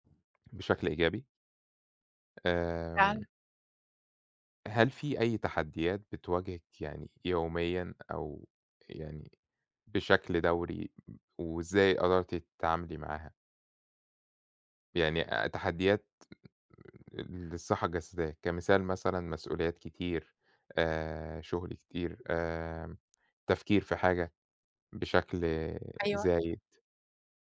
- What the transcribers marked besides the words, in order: other noise
- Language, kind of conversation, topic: Arabic, unstructured, إزاي بتحافظ على صحتك الجسدية كل يوم؟